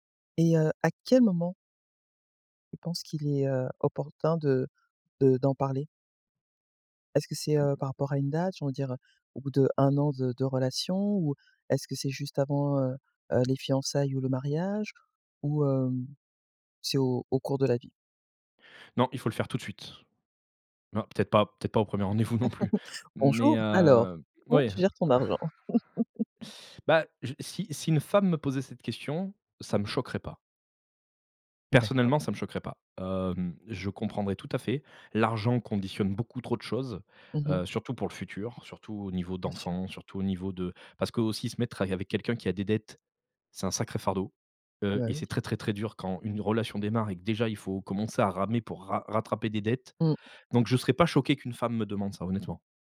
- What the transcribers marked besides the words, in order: other background noise; chuckle; put-on voice: "Bonjour, alors comment tu gères ton argent ?"; laughing while speaking: "au premier rendez-vous non plus"; sigh; chuckle; tapping
- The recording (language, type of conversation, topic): French, podcast, Comment parles-tu d'argent avec ton partenaire ?